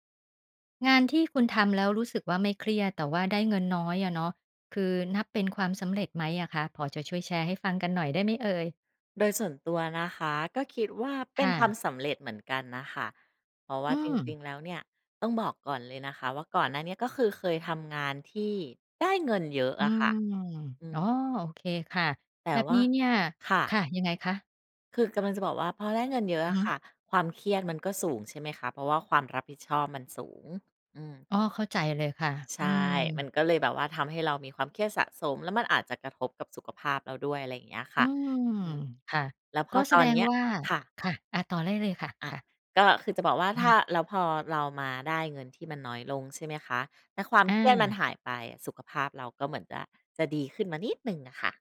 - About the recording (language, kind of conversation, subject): Thai, podcast, งานที่ทำแล้วไม่เครียดแต่ได้เงินน้อยนับเป็นความสำเร็จไหม?
- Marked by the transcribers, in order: tapping; other background noise